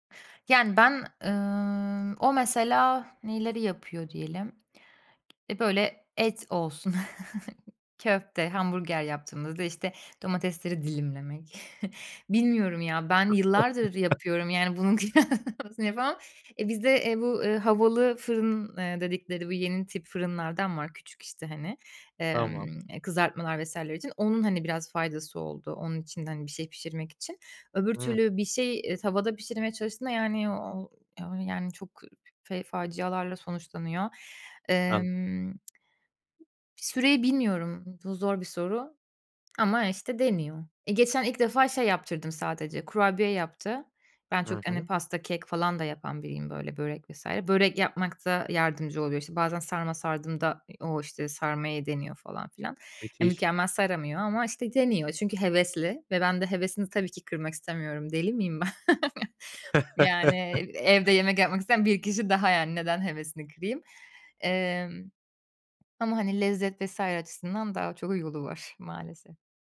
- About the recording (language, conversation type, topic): Turkish, podcast, Evde yemek paylaşımını ve sofraya dair ritüelleri nasıl tanımlarsın?
- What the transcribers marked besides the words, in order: drawn out: "ımm"; tapping; chuckle; chuckle; chuckle; laughing while speaking: "kıyaslamasını"; chuckle; other background noise; chuckle; laughing while speaking: "ben?"